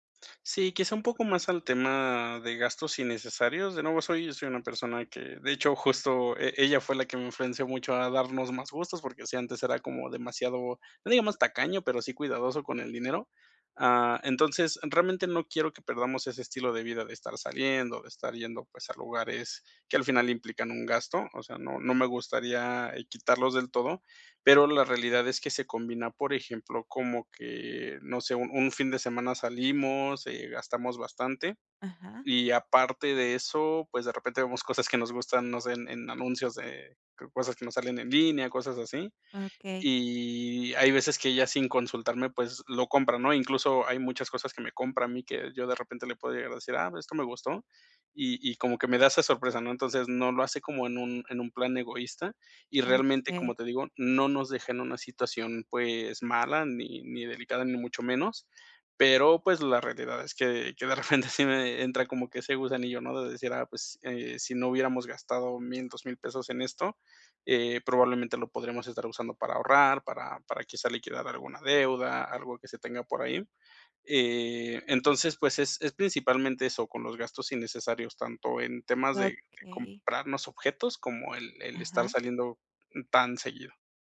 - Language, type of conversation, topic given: Spanish, advice, ¿Cómo puedo establecer límites económicos sin generar conflicto?
- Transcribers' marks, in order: laughing while speaking: "sí"